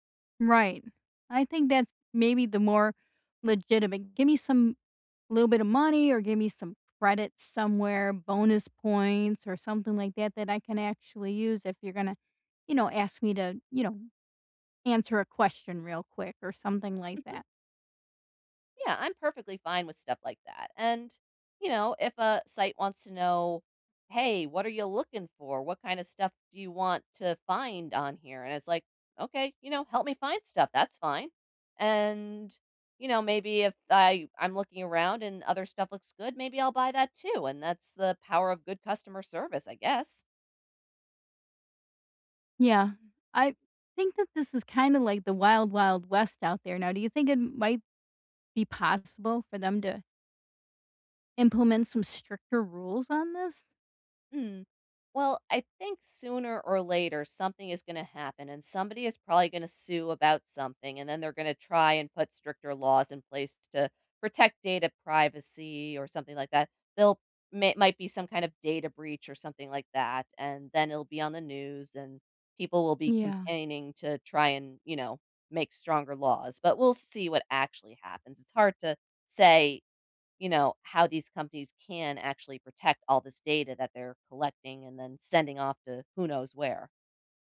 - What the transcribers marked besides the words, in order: none
- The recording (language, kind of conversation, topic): English, unstructured, Should I be worried about companies selling my data to advertisers?
- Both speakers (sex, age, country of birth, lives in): female, 40-44, United States, United States; female, 60-64, United States, United States